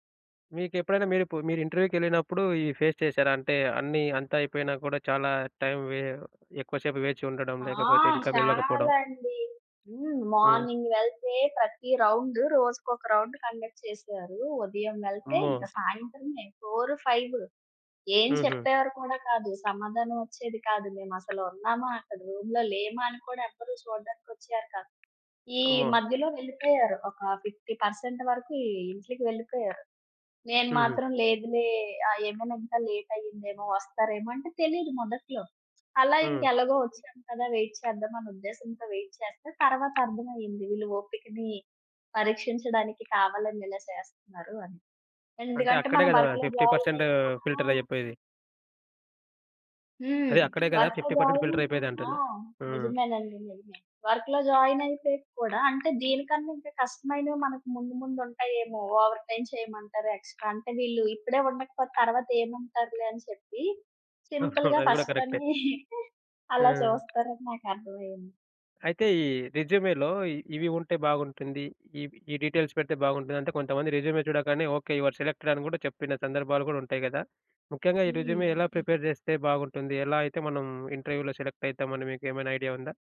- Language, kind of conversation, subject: Telugu, podcast, ఇంటర్వ్యూకి మీరు సాధారణంగా ఎలా సిద్ధమవుతారు?
- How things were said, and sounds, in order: in English: "ఇంటర్‌వ్యూ‌కి"; other background noise; in English: "ఫేస్"; in English: "మార్నింగ్"; in English: "రౌండ్"; in English: "రౌండ్ కండక్ట్"; in English: "ఫోరు ఫైవు"; in English: "రూమ్‌లో"; tapping; in English: "ఫిఫ్టీ పర్సెంట్"; in English: "లేట్"; horn; in English: "వెయిట్"; in English: "వెయిట్"; in English: "వర్క్‌లో జాయిన్"; in English: "ఫిఫ్టీ పర్సెంట్"; in English: "వర్క్‌లో"; in English: "ఫిఫ్టీ పర్సెంట్ ఫిల్టర్"; in English: "వర్క్‌లో"; in English: "ఓవర్ టైమ్"; in English: "ఎక్స్‌ట్రా"; chuckle; in English: "సింపుల్‌గా ఫస్ట్‌లోనే"; chuckle; in English: "రెజ్యూ‌మే‌లో"; in English: "డీటెయిల్స్"; in English: "రెజ్యూమే"; in English: "ఓకే. యూ ఆర్ సెలెక్టెడ్"; in English: "రెజ్యూమే"; in English: "ప్రిపేర్"; in English: "ఇంటర్‌వ్యూ‌లో సెలెక్ట్"; in English: "ఐడియా"